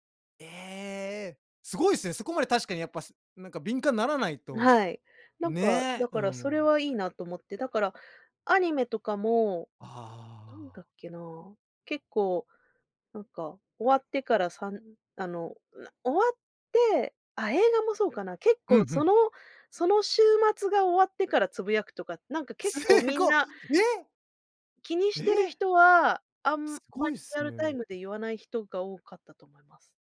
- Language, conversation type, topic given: Japanese, podcast, ネタバレはどのように扱うのがよいと思いますか？
- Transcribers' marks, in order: other background noise; laughing while speaking: "すごっ"